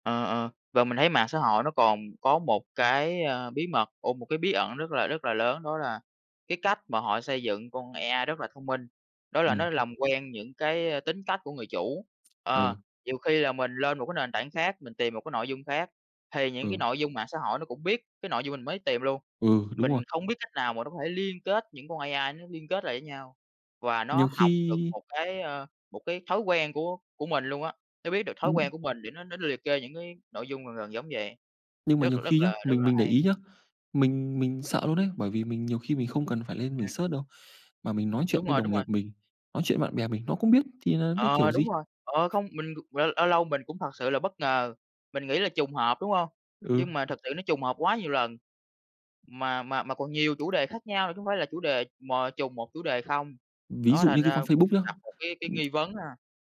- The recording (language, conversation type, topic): Vietnamese, unstructured, Bạn nghĩ mạng xã hội ảnh hưởng như thế nào đến văn hóa giải trí?
- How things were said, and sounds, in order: in English: "search"; tapping; other background noise